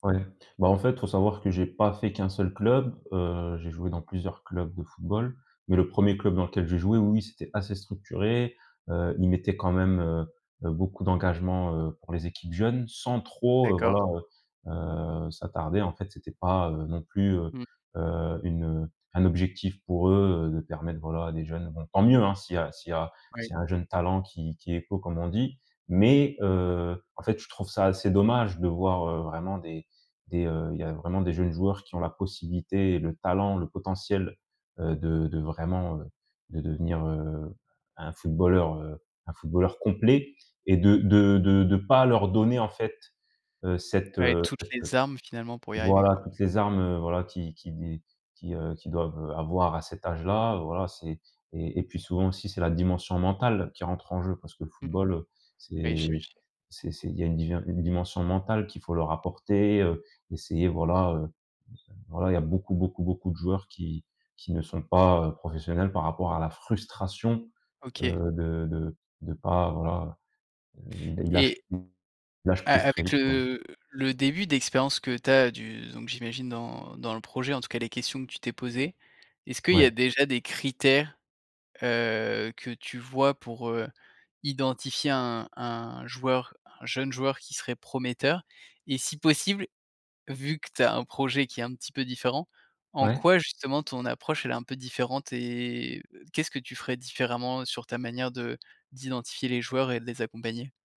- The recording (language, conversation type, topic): French, podcast, Peux-tu me parler d’un projet qui te passionne en ce moment ?
- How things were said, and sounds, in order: stressed: "mentale"; stressed: "frustration"; other background noise